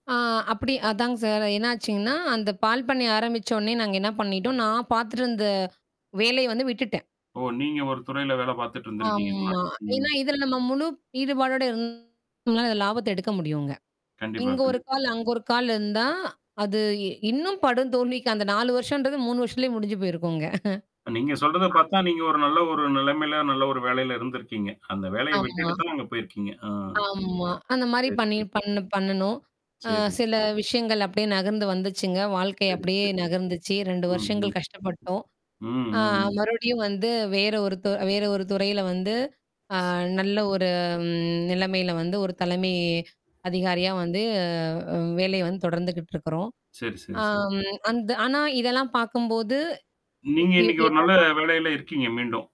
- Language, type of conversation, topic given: Tamil, podcast, ஒரு பெரிய தோல்விக்குப் பிறகு நீங்கள் எப்படி மீண்டீர்கள்?
- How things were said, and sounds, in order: tapping; horn; other background noise; drawn out: "ஆமா"; distorted speech; mechanical hum; "படுதோல்விக்கு" said as "படும் தோன்றிக்கு"; chuckle; static; other noise; drawn out: "ஒரு"; unintelligible speech